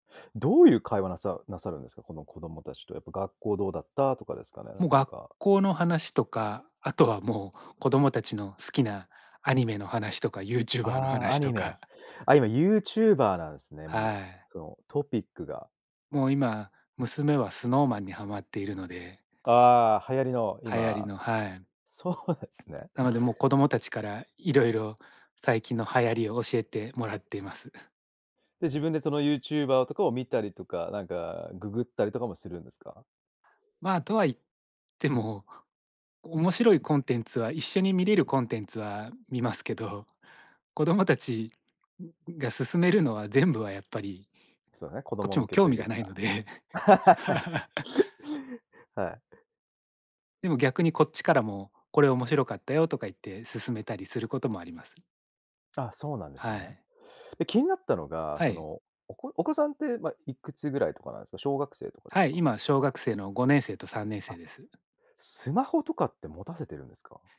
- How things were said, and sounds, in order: laughing while speaking: "ユーチューバーの話とか"; laughing while speaking: "そうですね"; tapping; chuckle; laughing while speaking: "ないので"; laugh; other background noise
- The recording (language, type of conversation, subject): Japanese, podcast, 家事の分担はどうやって決めていますか？